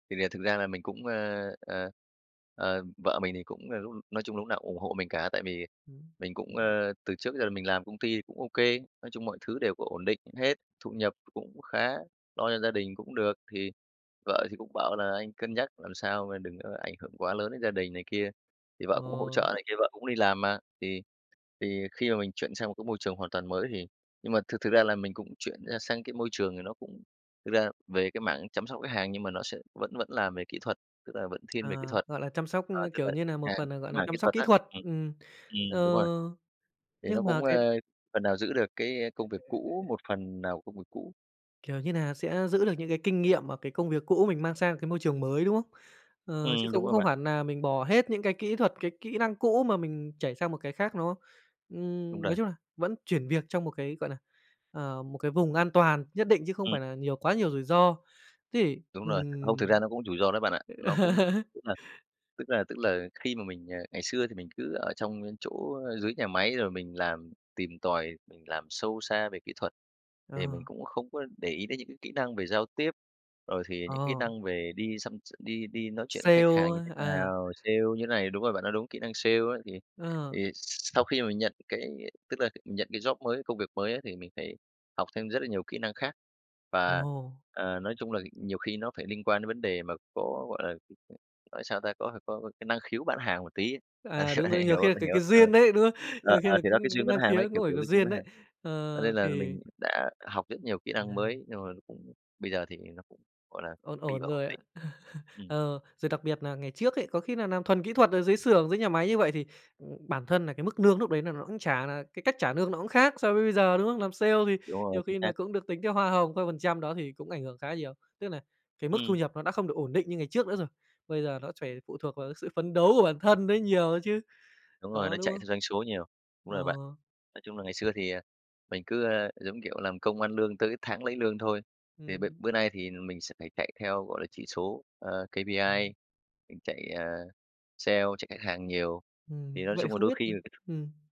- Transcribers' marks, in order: tapping; other noise; chuckle; in English: "job"; chuckle; chuckle; "làm" said as "nàm"
- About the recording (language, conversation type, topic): Vietnamese, podcast, Bạn nghĩ việc thay đổi nghề là dấu hiệu của thất bại hay là sự can đảm?